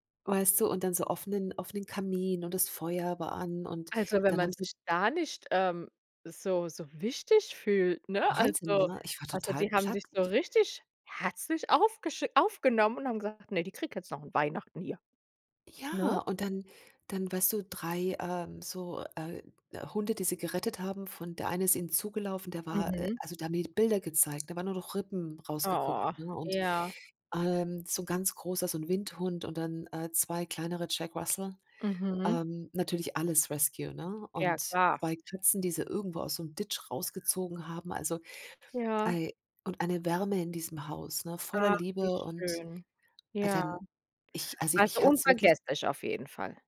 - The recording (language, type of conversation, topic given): German, podcast, Wer hat dir auf Reisen die größte Gastfreundschaft gezeigt?
- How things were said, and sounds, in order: drawn out: "Ja"; other background noise; in English: "Rescue"; in English: "Ditch"